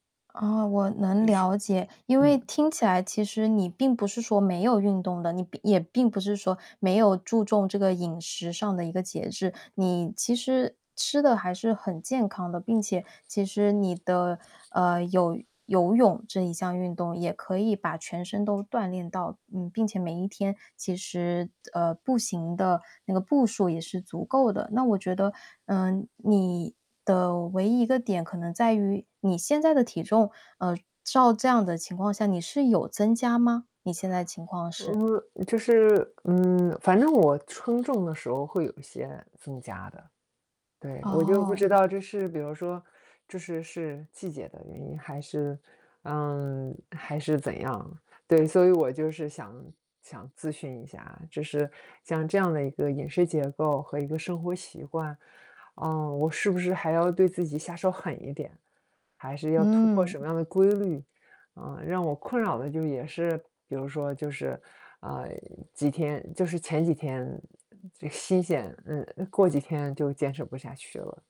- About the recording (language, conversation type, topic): Chinese, advice, 为什么我开始培养新习惯时总是很容易半途而废？
- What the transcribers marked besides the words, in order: distorted speech; other background noise; tapping; static